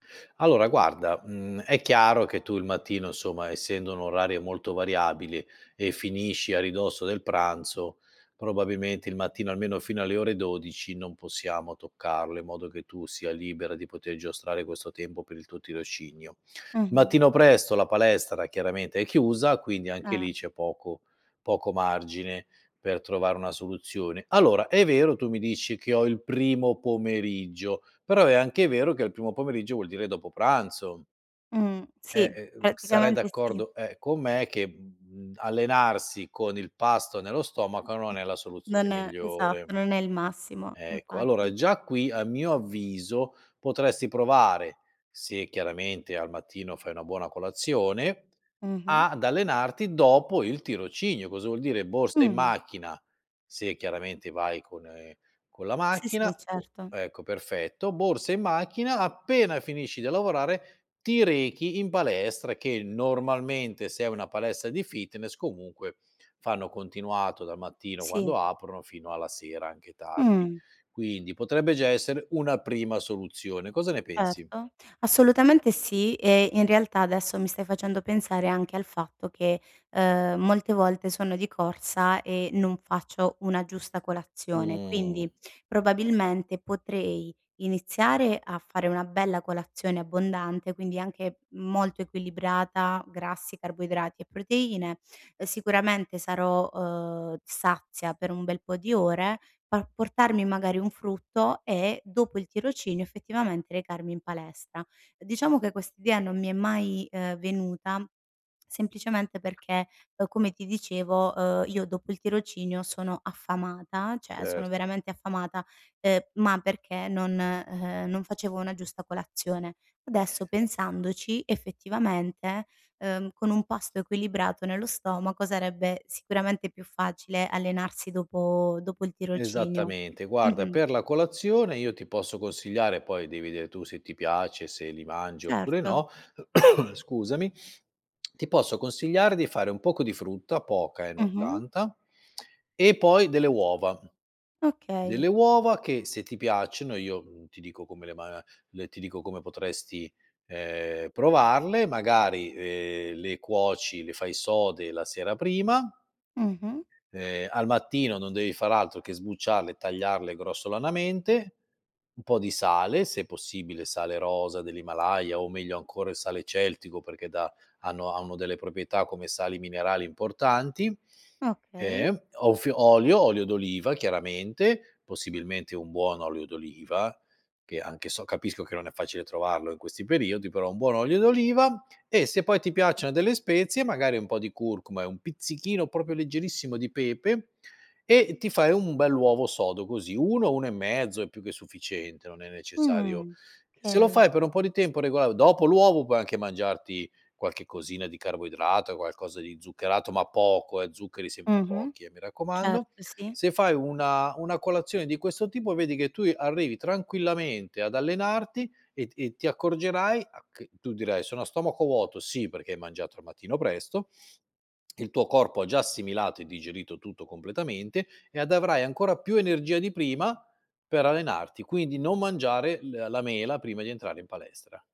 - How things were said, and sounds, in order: "probabilmente" said as "probabimente"; background speech; other background noise; "cioè" said as "ceh"; cough; lip smack; lip smack; "proprietà" said as "propietà"; "Okay" said as "kay"; lip smack
- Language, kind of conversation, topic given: Italian, advice, Come posso trovare tempo per i miei hobby quando lavoro e ho una famiglia?